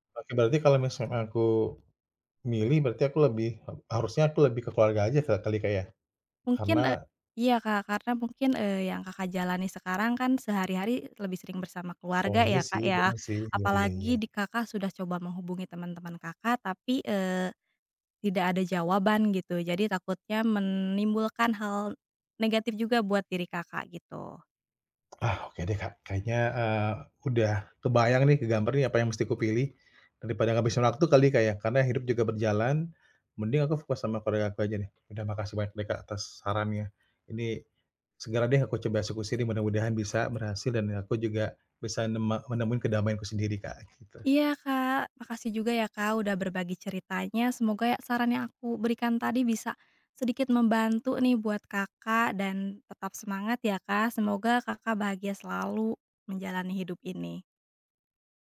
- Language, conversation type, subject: Indonesian, advice, Bagaimana perasaanmu saat merasa kehilangan jaringan sosial dan teman-teman lama?
- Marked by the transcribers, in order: other background noise